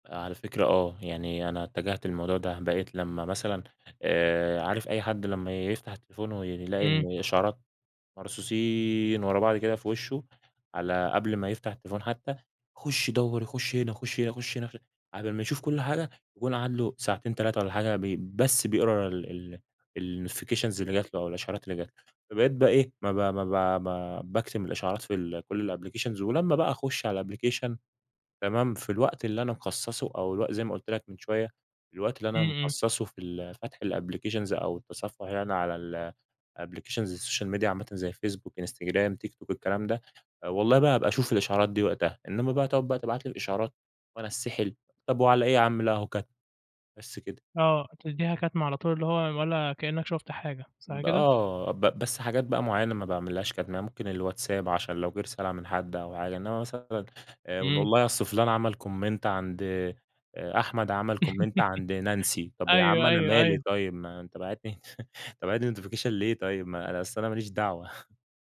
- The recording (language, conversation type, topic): Arabic, podcast, إزاي بتنظّم وقتك على السوشيال ميديا طول اليوم؟
- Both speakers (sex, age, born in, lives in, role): male, 20-24, Egypt, Egypt, guest; male, 20-24, Egypt, Egypt, host
- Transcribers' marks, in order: other background noise; unintelligible speech; tapping; in English: "الNotifications"; in English: "الApplications"; in English: "الApplication"; in English: "الApplications"; in English: "Applications social media"; in English: "Comment"; in English: "Comment"; giggle; laughing while speaking: "لي"; chuckle; in English: "Notification"; chuckle